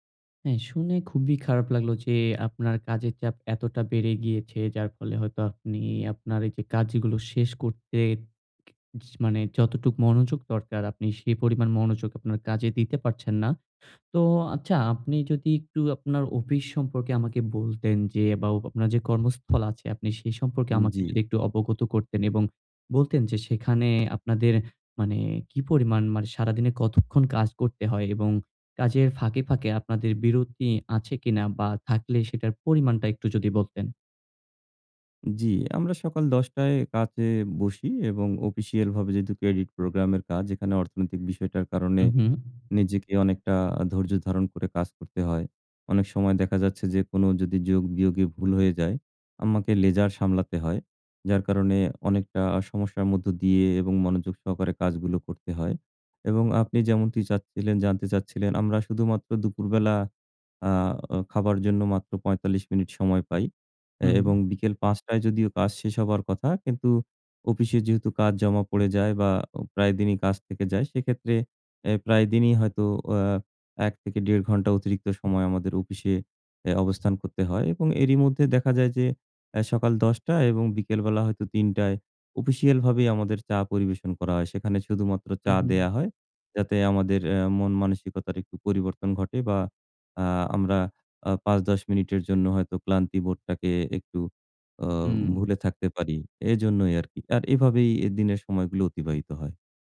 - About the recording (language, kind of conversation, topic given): Bengali, advice, কাজের সময় মনোযোগ ধরে রাখতে আপনার কি বারবার বিভ্রান্তি হয়?
- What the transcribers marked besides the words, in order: tapping; in English: "credit program"; in English: "লেজার"